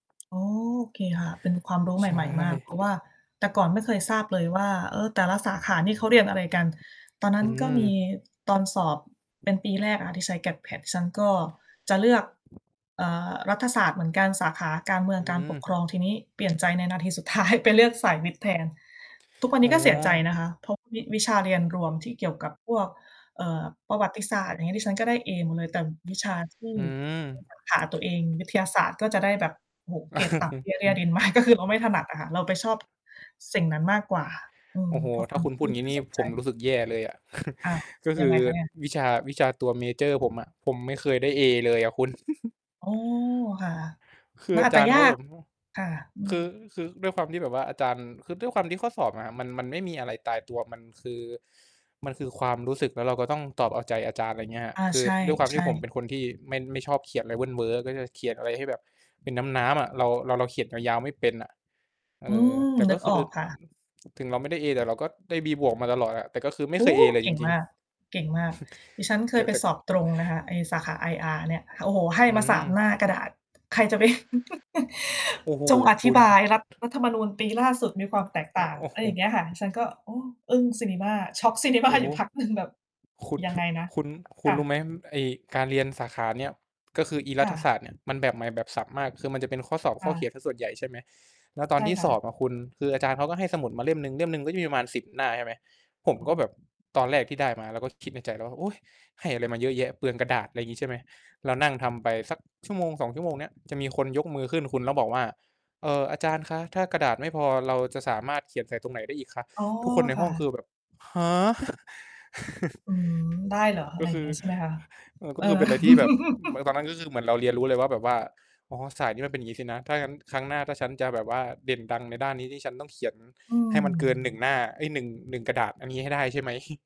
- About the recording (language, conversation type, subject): Thai, unstructured, การเรียนรู้สิ่งใหม่ทำให้คุณรู้สึกอย่างไร?
- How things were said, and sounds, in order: distorted speech; other background noise; tapping; laughing while speaking: "ท้าย"; static; chuckle; laughing while speaking: "มาก"; chuckle; giggle; other noise; chuckle; chuckle; laughing while speaking: "ซินิมา"; chuckle; chuckle; chuckle; chuckle